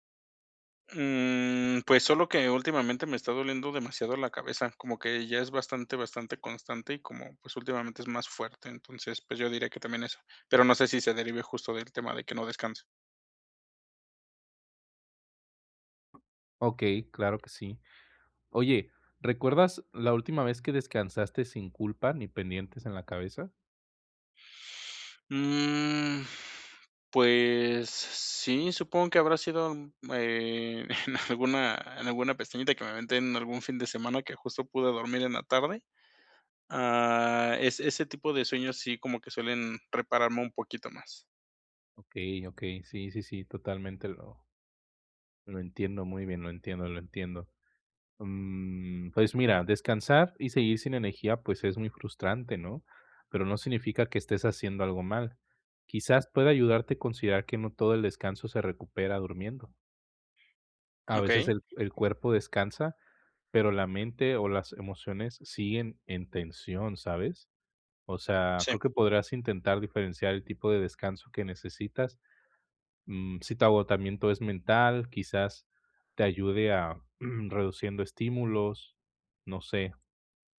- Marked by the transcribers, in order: tapping; laughing while speaking: "en"; other background noise
- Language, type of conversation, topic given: Spanish, advice, ¿Por qué, aunque he descansado, sigo sin energía?